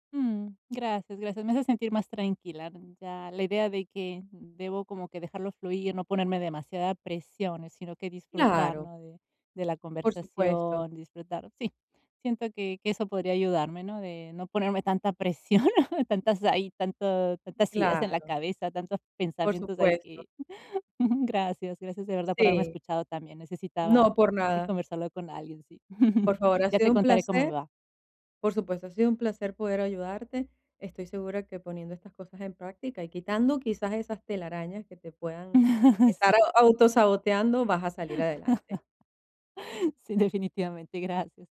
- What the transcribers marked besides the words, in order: laughing while speaking: "presión"; chuckle; chuckle; chuckle; chuckle
- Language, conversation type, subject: Spanish, advice, ¿Cómo puedo convertir a conocidos casuales en amistades más profundas sin forzar nada?